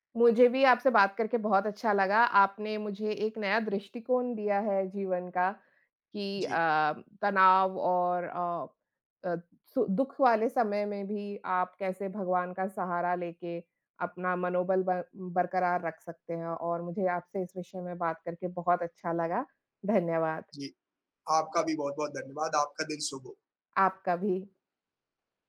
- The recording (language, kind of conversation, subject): Hindi, unstructured, आप अपने दिन की शुरुआत कैसे करते हैं?
- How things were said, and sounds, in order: none